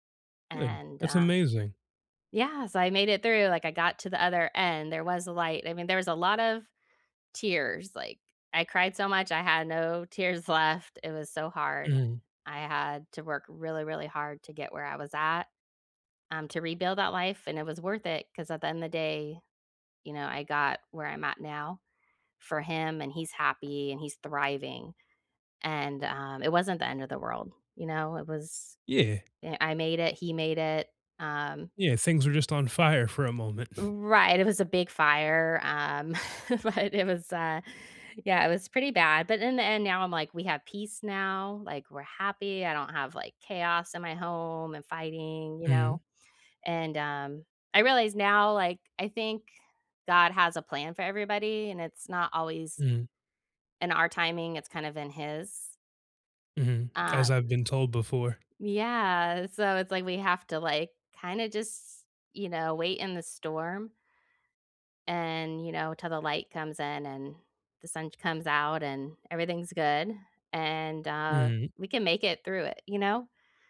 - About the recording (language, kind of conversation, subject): English, unstructured, How can focusing on happy memories help during tough times?
- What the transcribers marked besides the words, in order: scoff; chuckle; laughing while speaking: "but it was, uh"